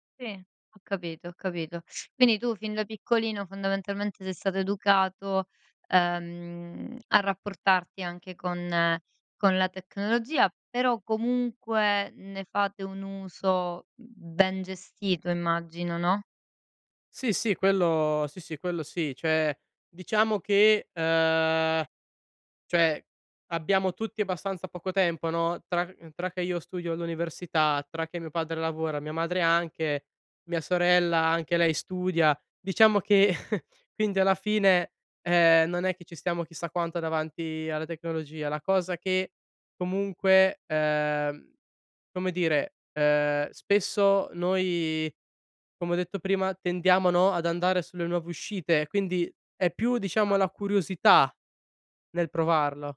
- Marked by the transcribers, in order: "Cioè" said as "ceh"; chuckle
- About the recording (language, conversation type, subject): Italian, podcast, Come creare confini tecnologici in famiglia?